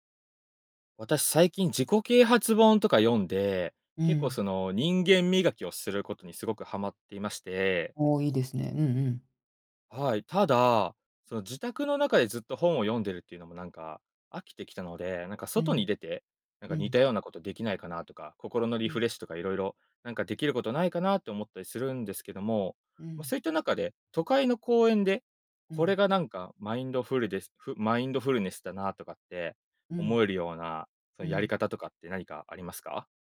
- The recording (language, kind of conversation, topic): Japanese, podcast, 都会の公園でもできるマインドフルネスはありますか？
- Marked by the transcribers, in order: none